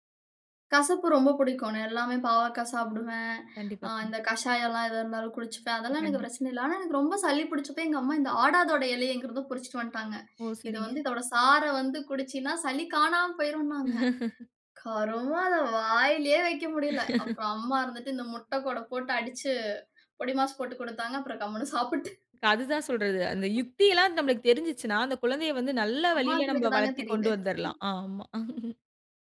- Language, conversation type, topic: Tamil, podcast, குழந்தைகளுக்கு புதிய சுவைகளை எப்படி அறிமுகப்படுத்தலாம்?
- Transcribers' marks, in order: laugh; laugh; laughing while speaking: "சாப்புட்டு"; chuckle